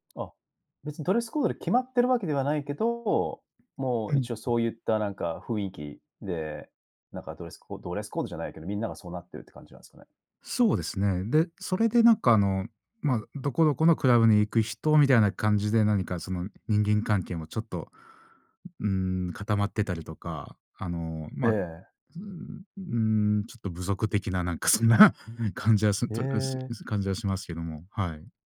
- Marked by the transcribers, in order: none
- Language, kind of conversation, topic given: Japanese, podcast, 文化的背景は服選びに表れると思いますか？